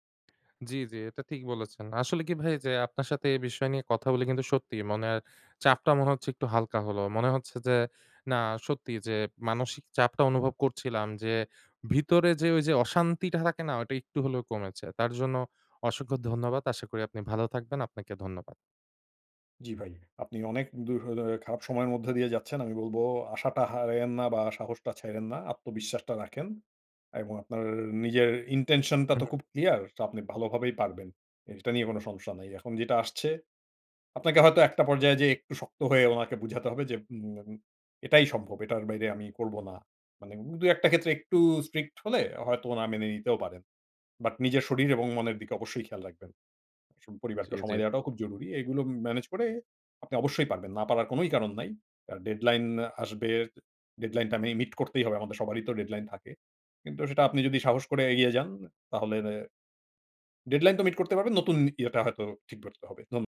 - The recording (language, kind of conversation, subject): Bengali, advice, ডেডলাইন চাপের মধ্যে নতুন চিন্তা বের করা এত কঠিন কেন?
- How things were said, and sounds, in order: in English: "intention"; in English: "strict"; in English: "deadline"; in English: "deadline"; in English: "deadline"; "তাহলে" said as "তাহলেরে"; in English: "deadline"; "ঠিকভাবে" said as "ঠিকভাটে"